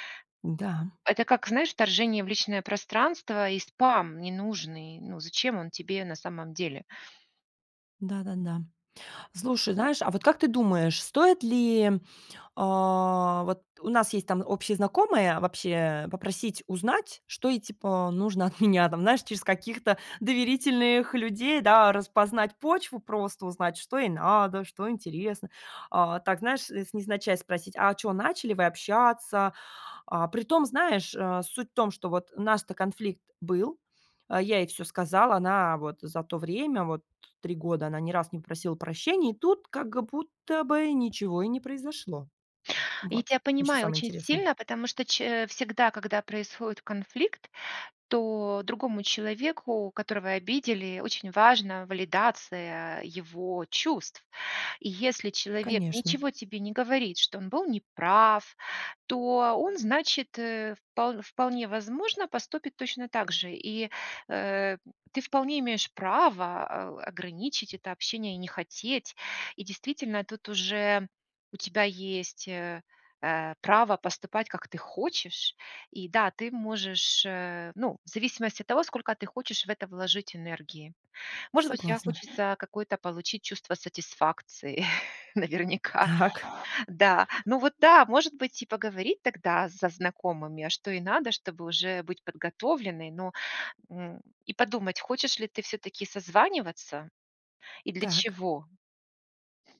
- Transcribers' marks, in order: tapping; drawn out: "и тут как будто бы"; other background noise; chuckle; laughing while speaking: "наверняка"
- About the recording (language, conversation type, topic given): Russian, advice, Как реагировать, если бывший друг навязывает общение?